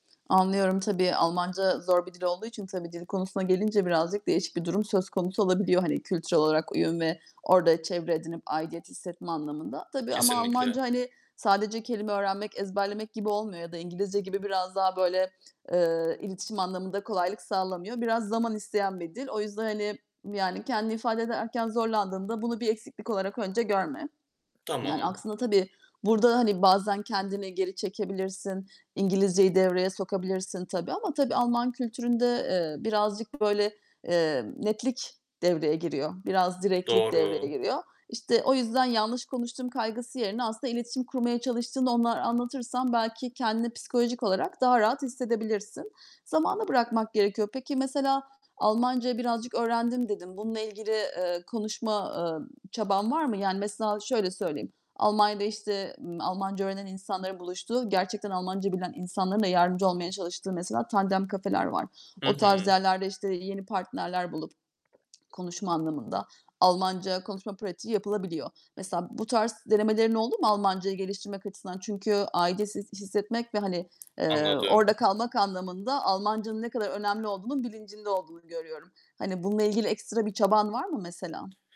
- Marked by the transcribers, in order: other background noise; distorted speech; tapping; swallow
- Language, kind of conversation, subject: Turkish, advice, Yeni bir yerde kendimi nasıl daha çabuk ait hissedebilirim?